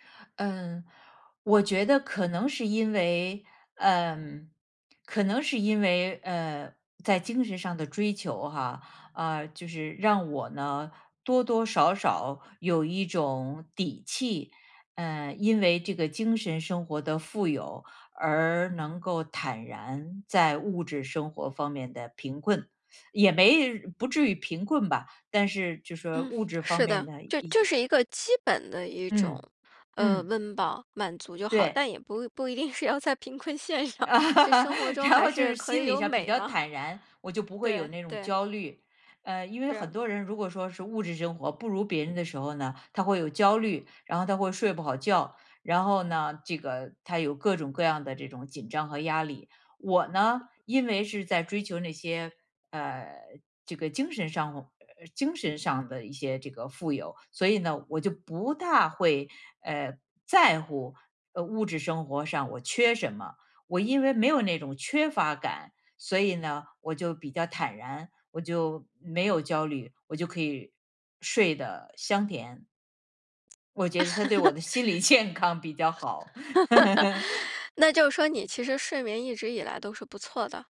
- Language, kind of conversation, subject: Chinese, podcast, 你如何看待简单生活与心理健康之间的联系？
- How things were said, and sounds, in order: laughing while speaking: "不一定是要在贫困线上，就生活中还是可以有美嘛"; laugh; laughing while speaking: "然后就是心理上比较坦然"; laugh; laughing while speaking: "心理健康比较好"; laugh